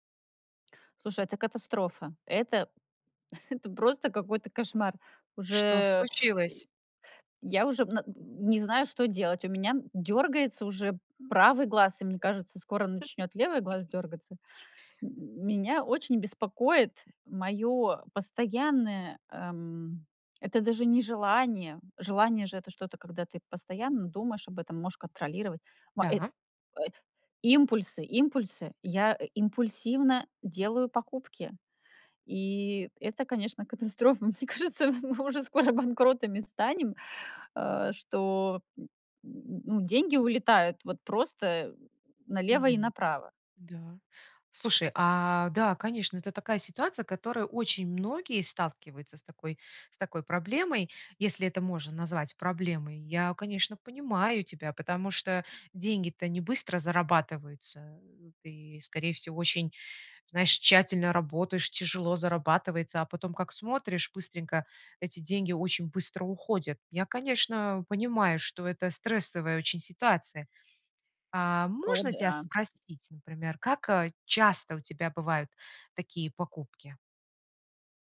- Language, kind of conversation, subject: Russian, advice, Какие импульсивные покупки вы делаете и о каких из них потом жалеете?
- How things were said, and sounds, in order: chuckle; laugh; tapping; laughing while speaking: "катастрофа. Мне кажется, м мы уже скоро банкротами станем"